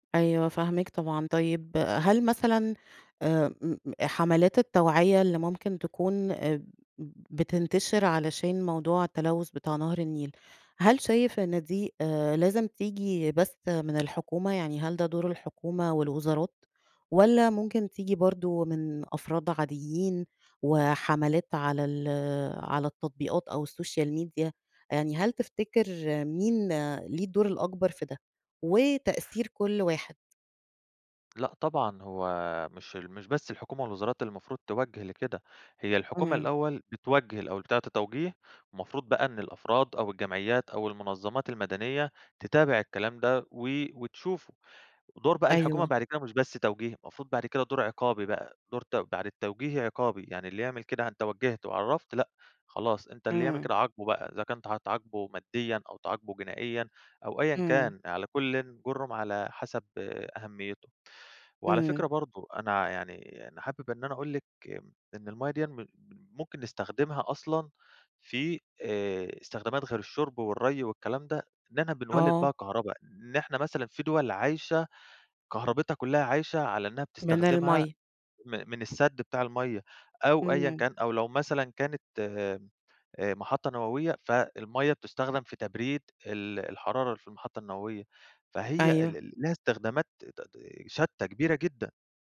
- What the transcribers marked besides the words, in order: in English: "السوشيال ميديا"
- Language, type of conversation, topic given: Arabic, podcast, ليه الميه بقت قضية كبيرة النهارده في رأيك؟